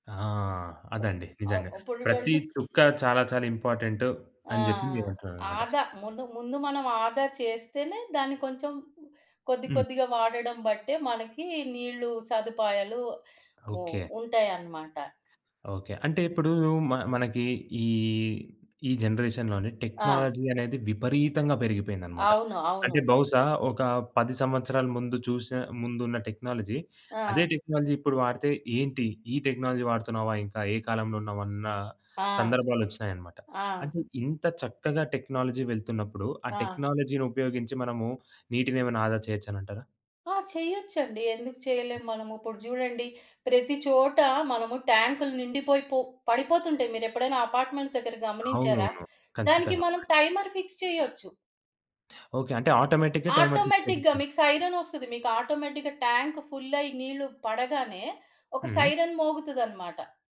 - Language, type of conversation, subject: Telugu, podcast, నీటిని ఆదా చేయడానికి మీరు అనుసరించే సరళమైన సూచనలు ఏమిటి?
- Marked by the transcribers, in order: other background noise; in English: "ట్వెంటీస్"; in English: "ఇంపార్టెంట్"; in English: "జనరేషన్‌లోనే టెక్నాలజీ"; in English: "టెక్నాలజీ"; in English: "టెక్నాలజీ"; in English: "టెక్నాలజీ"; in English: "టెక్నాలజీ"; in English: "అపార్ట్మెంట్స్"; in English: "టైమర్ ఫిక్స్"; in English: "ఆటోమేటిక్‌గా టైమర్ ఫిక్స్"; in English: "ఆటోమేటిక్‌గా"; in English: "సైరన్"; in English: "ఆటోమేటిక్‌గా ట్యాంక్ ఫుల్"; tapping; in English: "సైరన్"